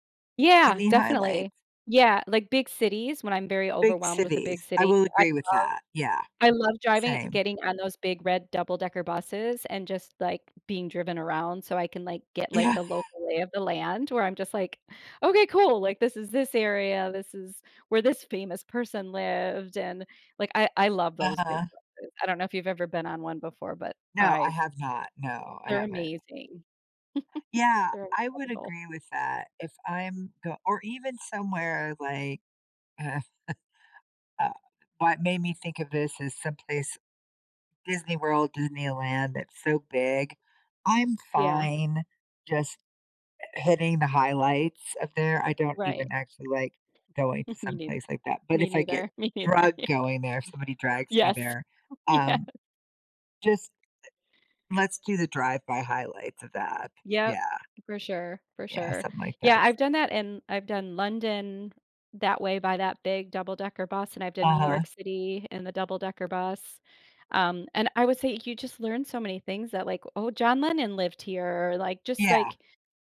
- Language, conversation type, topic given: English, unstructured, Should I explore a city like a local or rush the highlights?
- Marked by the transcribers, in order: other background noise; laughing while speaking: "Yeah"; chuckle; chuckle; chuckle; laughing while speaking: "Me neither. Yeah"; laughing while speaking: "Yes"; tapping